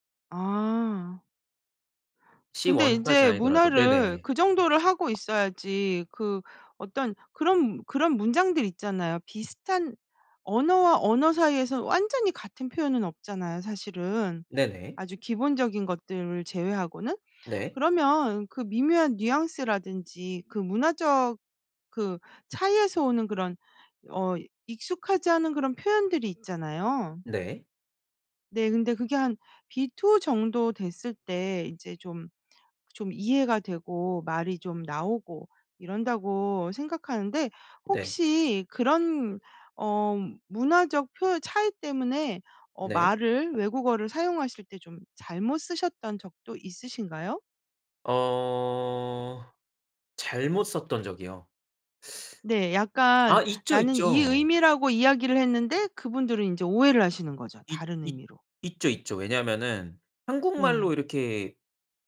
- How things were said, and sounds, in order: in English: "C 원"; other background noise; in English: "B 투?"
- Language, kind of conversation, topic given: Korean, podcast, 언어가 당신에게 어떤 의미인가요?